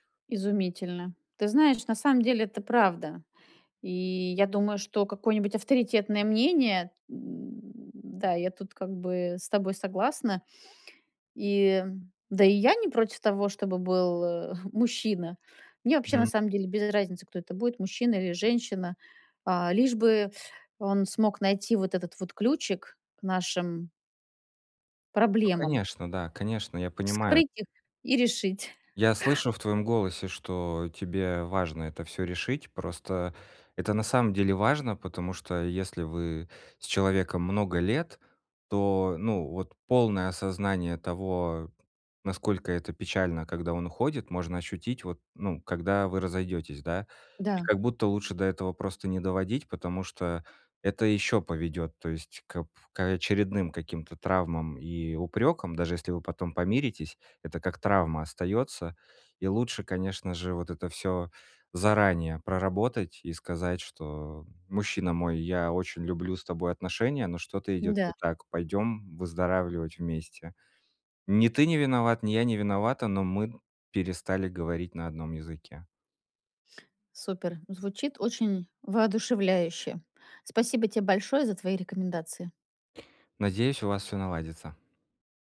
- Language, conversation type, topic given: Russian, advice, Как мне контролировать импульсивные покупки и эмоциональные траты?
- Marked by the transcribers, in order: chuckle